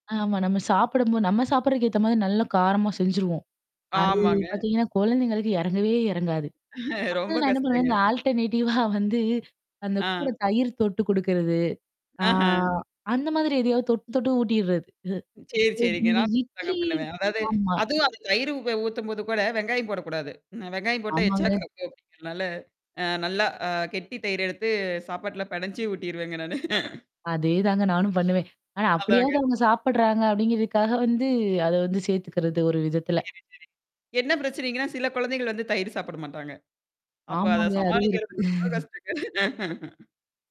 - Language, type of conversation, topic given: Tamil, podcast, வீட்டில் சமைக்கும் உணவின் சுவை ‘வீடு’ என்ற உணர்வை எப்படி வரையறுக்கிறது?
- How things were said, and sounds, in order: static; other background noise; distorted speech; laughing while speaking: "ரொம்ப கஷ்டங்க"; in English: "ஆல்டர்னேட்டிவா"; laughing while speaking: "வந்து"; mechanical hum; "சரி, சரிங்க" said as "சேரி, சேரிங்க"; chuckle; unintelligible speech; chuckle; laughing while speaking: "நானும் பண்ணுவேன்"; tapping; "சரி, சரிங்க" said as "சேரி, சேரிங்க"; chuckle; laugh